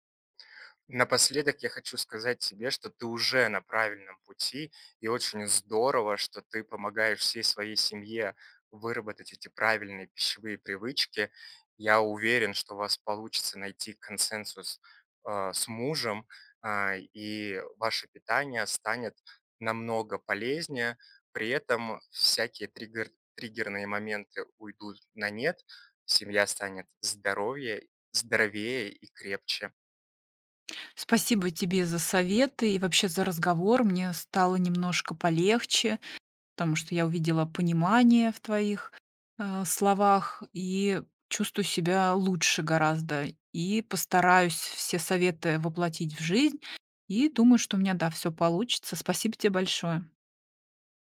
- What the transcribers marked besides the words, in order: tapping
- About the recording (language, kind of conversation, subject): Russian, advice, Как договориться с домочадцами, чтобы они не мешали моим здоровым привычкам?